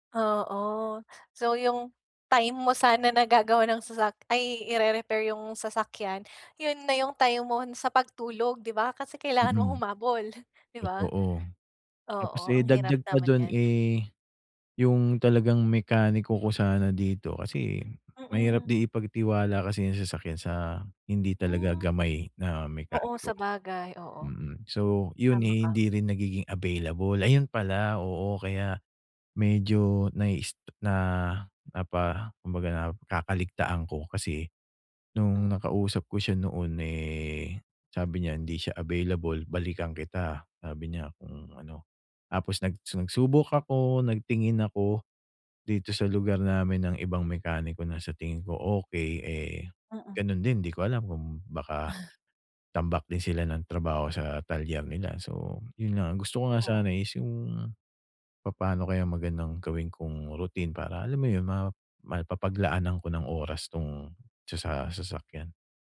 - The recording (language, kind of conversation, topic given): Filipino, advice, Paano ako makakabuo ng regular na malikhaing rutina na maayos at organisado?
- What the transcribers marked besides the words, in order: chuckle